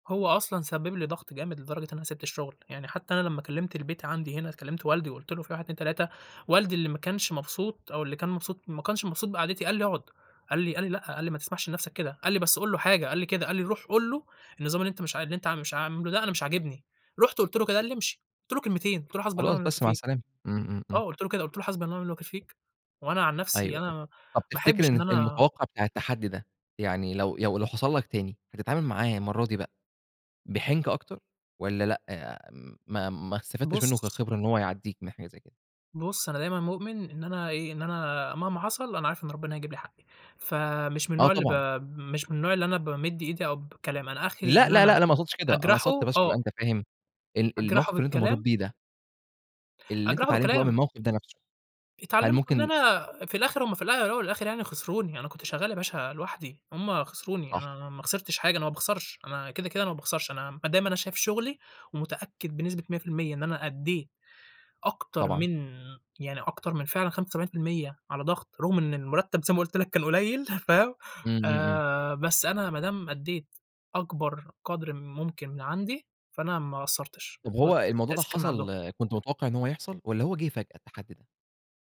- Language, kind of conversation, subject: Arabic, podcast, إيه أصعب تحدّي قابلَك في الشغل؟
- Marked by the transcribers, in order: laughing while speaking: "قليّل، فاهم"